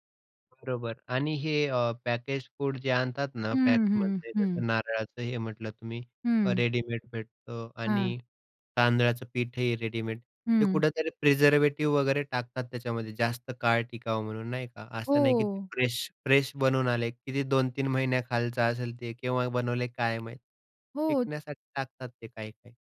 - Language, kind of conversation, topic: Marathi, podcast, ही रेसिपी पूर्वीच्या काळात आणि आत्ताच्या काळात कशी बदलली आहे?
- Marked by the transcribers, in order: in English: "पॅकेज फूड"; in English: "प्रिझर्व्हेटिव्ह"; in English: "फ्रेश-फ्रेश"